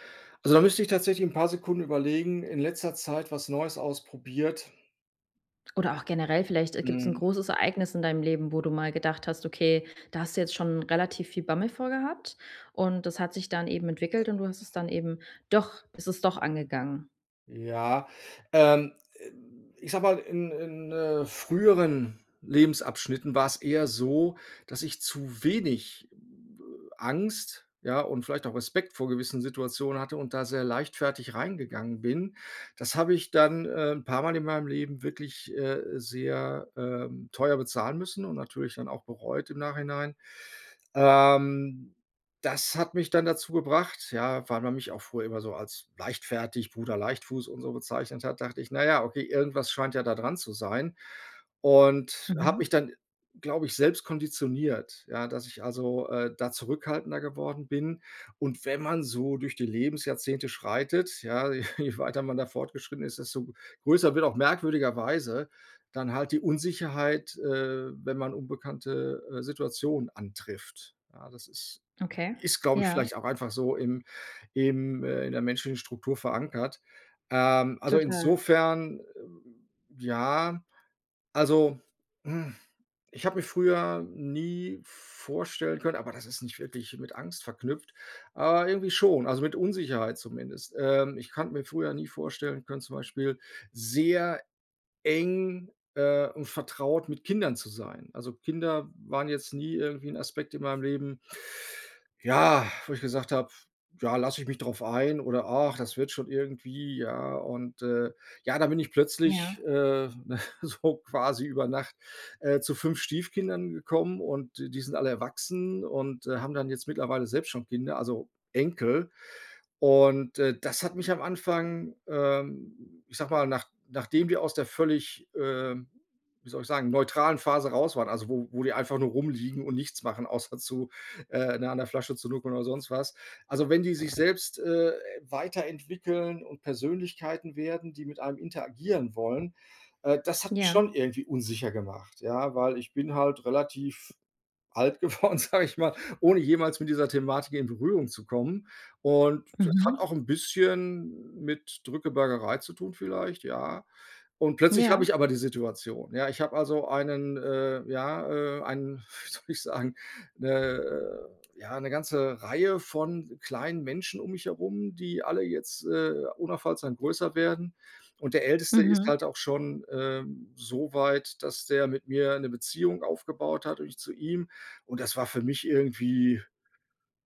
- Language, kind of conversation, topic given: German, advice, Wie gehe ich mit der Angst vor dem Unbekannten um?
- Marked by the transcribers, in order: other background noise; laughing while speaking: "je"; stressed: "ja"; chuckle; laughing while speaking: "so"; laughing while speaking: "geworden, sage ich mal"; laughing while speaking: "wie soll ich sagen"